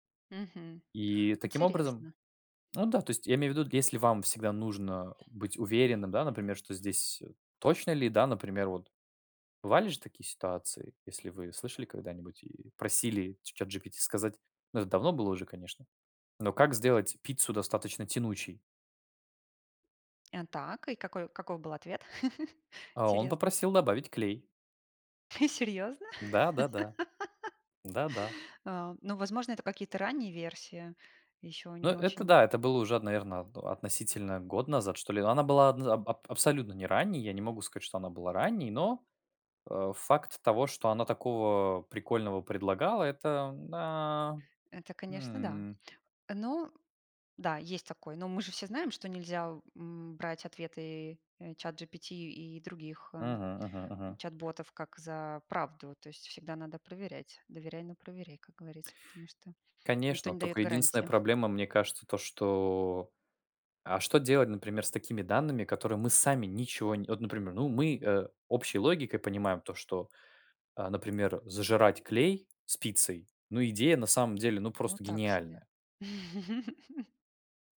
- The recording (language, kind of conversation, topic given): Russian, unstructured, Как технологии изменили ваш подход к обучению и саморазвитию?
- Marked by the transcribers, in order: tsk; tapping; chuckle; laughing while speaking: "Серьёзно?"; laugh; laugh